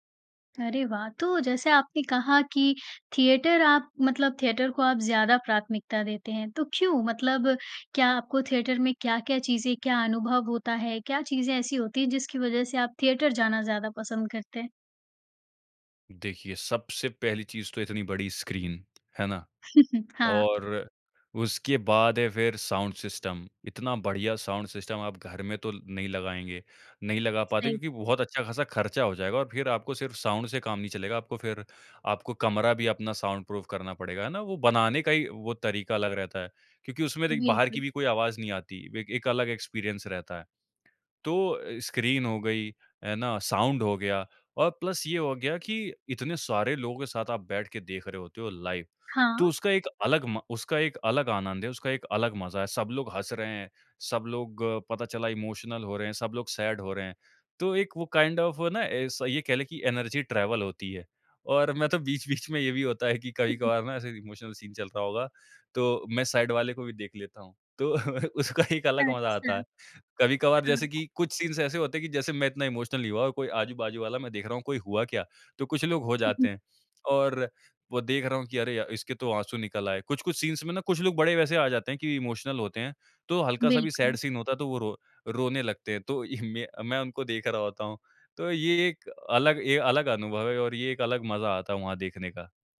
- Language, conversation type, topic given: Hindi, podcast, जब फिल्म देखने की बात हो, तो आप नेटफ्लिक्स और सिनेमाघर में से किसे प्राथमिकता देते हैं?
- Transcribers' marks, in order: chuckle; in English: "साउंड"; in English: "साउंड"; in English: "साउंड"; in English: "साउंड प्रूफ"; in English: "एक्सपीरियंस"; in English: "साउंड"; in English: "प्लस"; in English: "इमोशनल"; in English: "सैड"; in English: "काइंड ऑफ़"; in English: "एनर्जी ट्रैवल"; laughing while speaking: "मैं तो बीच-बीच में"; in English: "इमोशनल सीन"; chuckle; in English: "साइड"; laughing while speaking: "तो उसका एक अलग मज़ा आता है"; in English: "इमोशनल"; chuckle; in English: "इमोशनल"; in English: "सैड सीन"